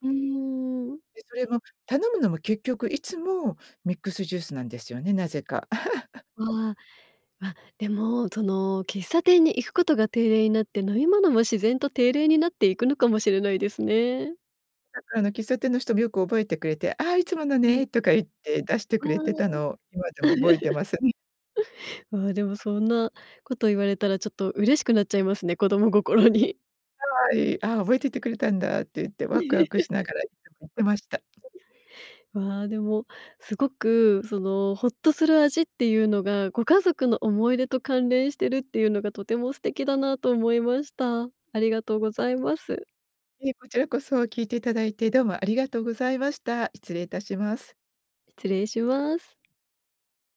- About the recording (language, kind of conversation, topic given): Japanese, podcast, 子どもの頃にほっとする味として思い出すのは何ですか？
- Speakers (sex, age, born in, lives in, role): female, 35-39, Japan, Japan, host; female, 55-59, Japan, United States, guest
- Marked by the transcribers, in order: chuckle; chuckle; laughing while speaking: "子供心に"; chuckle; unintelligible speech; chuckle